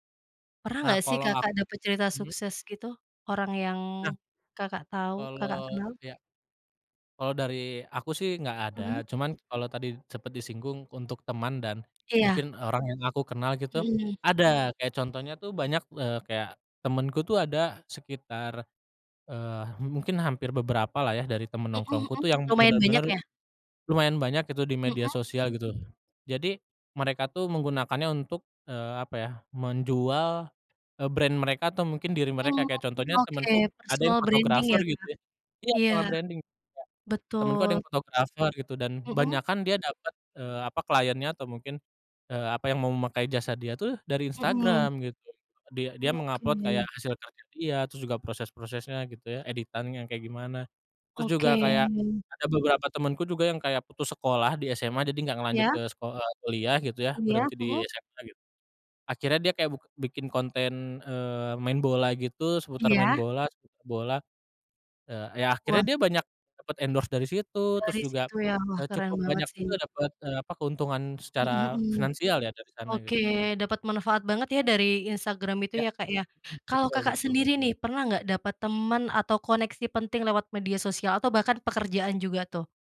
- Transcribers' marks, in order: other background noise; in English: "brand"; in English: "personal branding"; in English: "branding"; in English: "endorse"
- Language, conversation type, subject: Indonesian, podcast, Menurut kamu, apa manfaat media sosial dalam kehidupan sehari-hari?